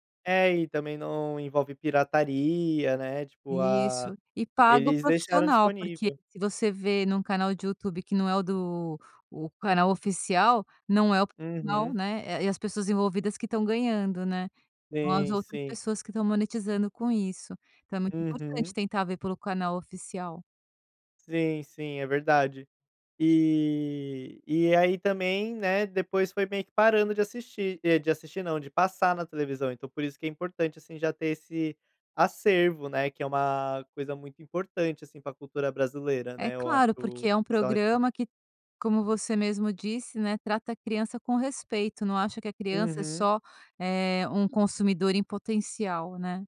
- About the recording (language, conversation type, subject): Portuguese, podcast, Qual programa da sua infância sempre te dá saudade?
- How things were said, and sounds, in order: none